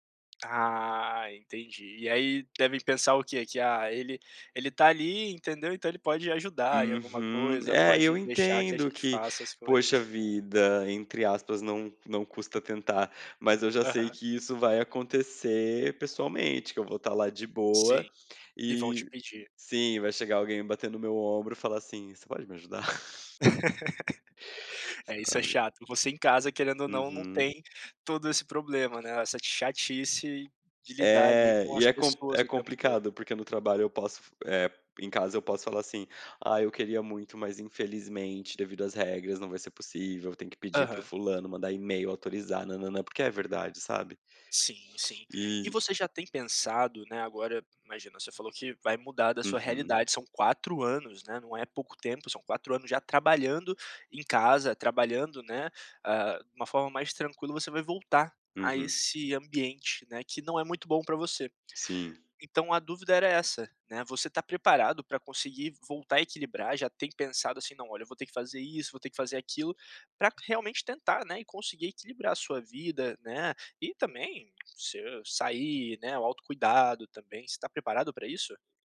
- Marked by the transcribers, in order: laugh; tapping
- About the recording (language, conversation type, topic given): Portuguese, podcast, Como você equilibra trabalho, vida e autocuidado?